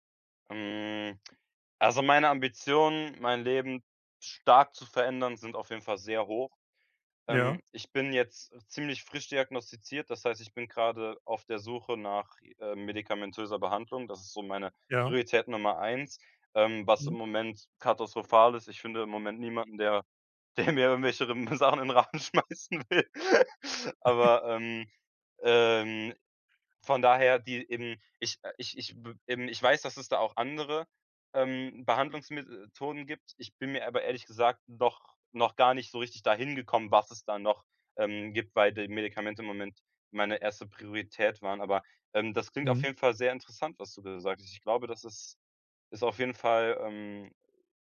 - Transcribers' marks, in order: stressed: "stark"; laughing while speaking: "der mir irgendwelche Sachen in den Rachen schmeißen will"; unintelligible speech; laugh; chuckle
- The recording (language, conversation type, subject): German, advice, Wie kann ich mit Angst oder Panik in sozialen Situationen umgehen?